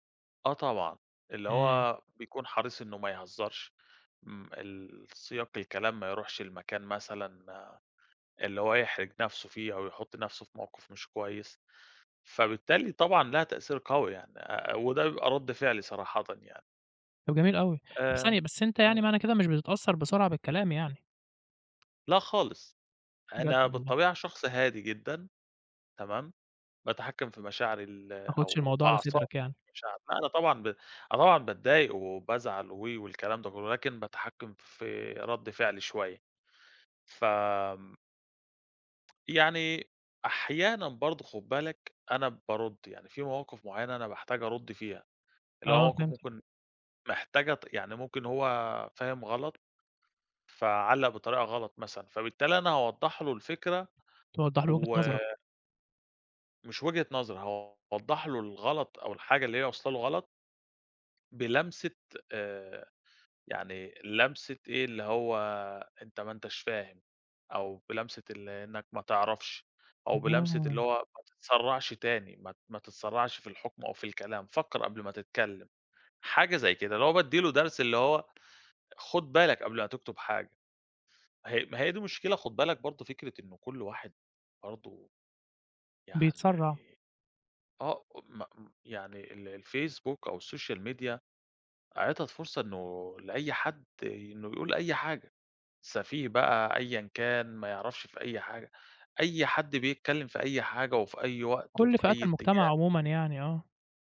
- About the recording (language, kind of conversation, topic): Arabic, podcast, إزاي بتتعامل مع التعليقات السلبية على الإنترنت؟
- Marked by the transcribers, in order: tapping; in English: "الsocial media"